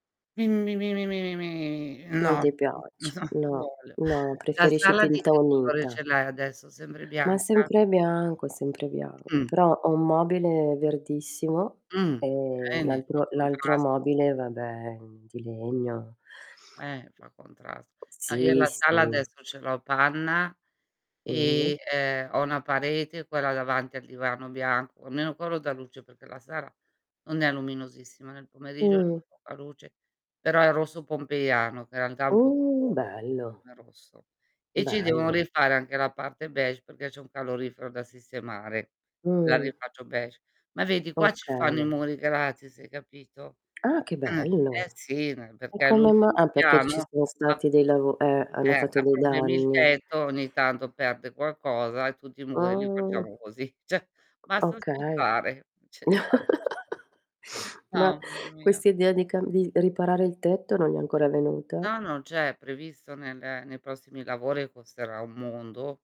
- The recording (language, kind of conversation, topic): Italian, unstructured, In che modo il colore delle pareti di casa può influenzare il nostro stato d’animo?
- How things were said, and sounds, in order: tapping; distorted speech; laughing while speaking: "no so"; lip trill; background speech; "Sempre" said as "sembre"; other background noise; "sera" said as "sara"; "realtà" said as "antà"; drawn out: "Uh"; chuckle; laughing while speaking: "ceh"; "Cioè" said as "ceh"; laughing while speaking: "ce li fa"